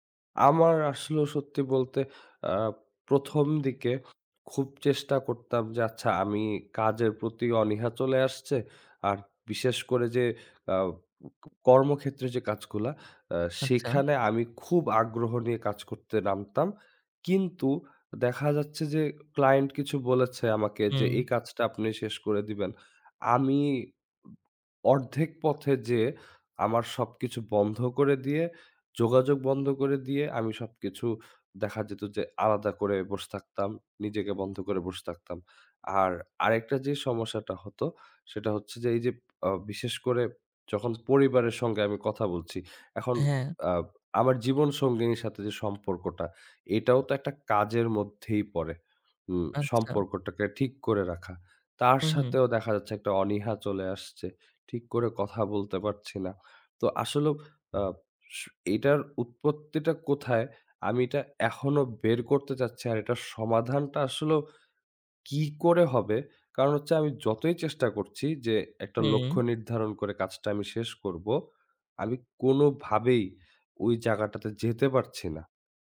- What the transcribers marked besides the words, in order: tapping
- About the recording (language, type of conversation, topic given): Bengali, advice, আধ-সম্পন্ন কাজগুলো জমে থাকে, শেষ করার সময়ই পাই না